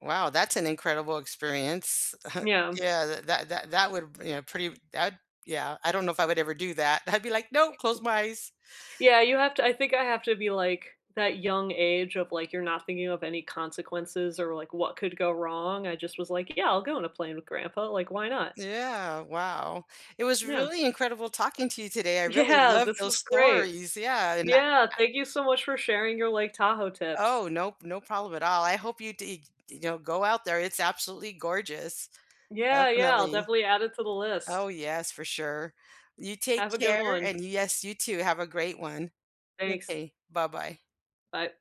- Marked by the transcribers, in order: chuckle; other background noise; laughing while speaking: "Yeah"
- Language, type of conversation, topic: English, unstructured, How do you decide where to go on your time off, and what stories guide your choice?
- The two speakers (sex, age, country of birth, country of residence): female, 35-39, United States, United States; female, 60-64, United States, United States